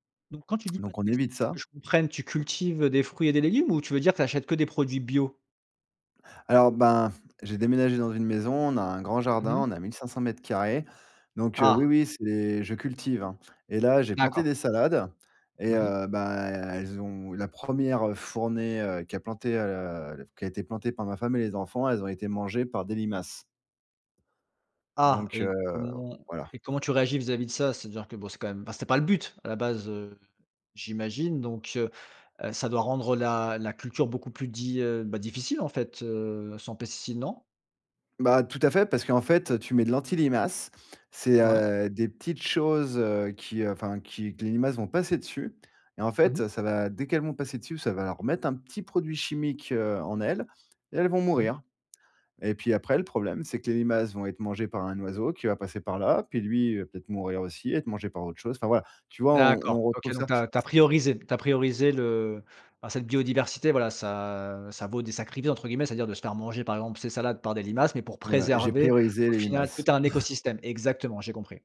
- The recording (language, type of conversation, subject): French, podcast, Quel geste simple peux-tu faire près de chez toi pour protéger la biodiversité ?
- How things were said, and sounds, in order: "repousse" said as "reposse"; drawn out: "ça"; chuckle